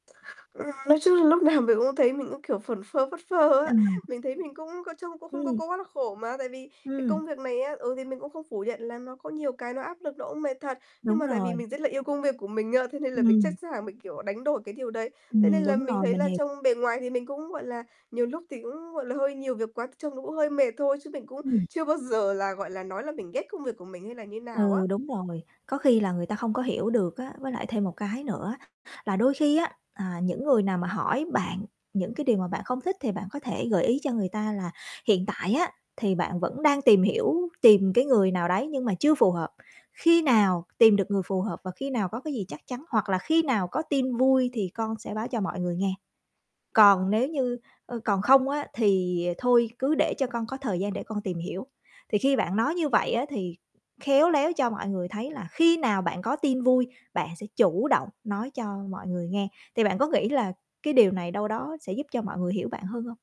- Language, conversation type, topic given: Vietnamese, advice, Làm sao để vượt qua nỗi lo bị dèm pha vì chọn lối sống khác?
- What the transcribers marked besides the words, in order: static; laughing while speaking: "nào"; laughing while speaking: "phơ á"; distorted speech; tapping; laughing while speaking: "giờ"; other background noise